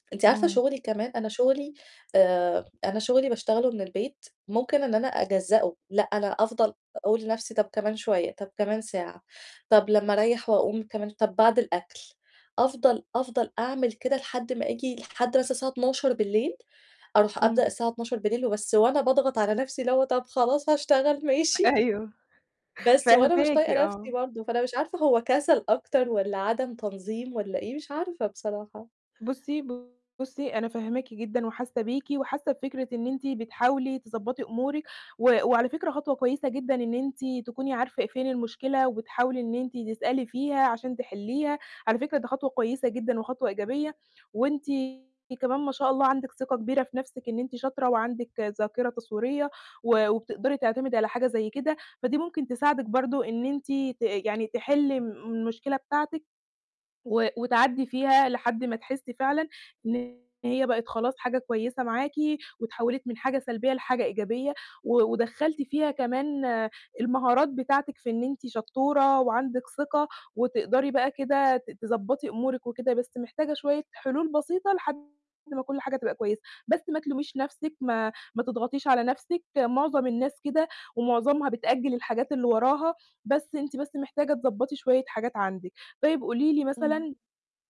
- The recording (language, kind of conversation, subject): Arabic, advice, إزاي أبطل تسويف وأنجز المهام اللي متراكمة عليّا كل يوم؟
- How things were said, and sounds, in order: tapping; laughing while speaking: "ماشي"; other background noise; laughing while speaking: "أيوه، فاهماكِ، آه"; distorted speech